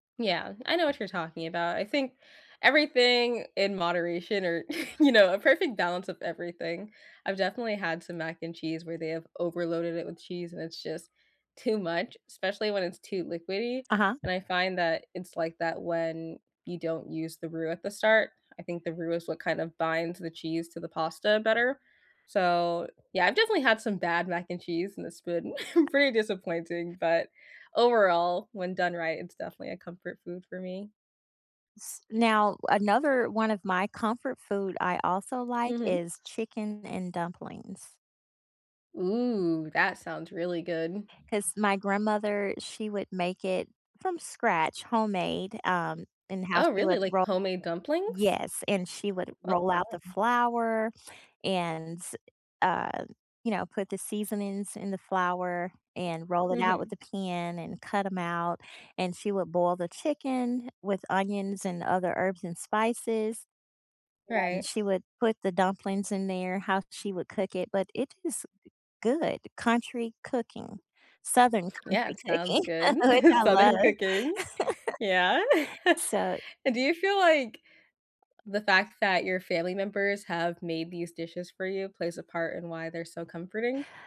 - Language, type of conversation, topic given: English, unstructured, What comfort food should I try when I need cheering up?
- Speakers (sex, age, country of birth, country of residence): female, 20-24, United States, United States; female, 50-54, United States, United States
- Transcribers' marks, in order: chuckle; tapping; other background noise; chuckle; sniff; chuckle; laugh; chuckle; laugh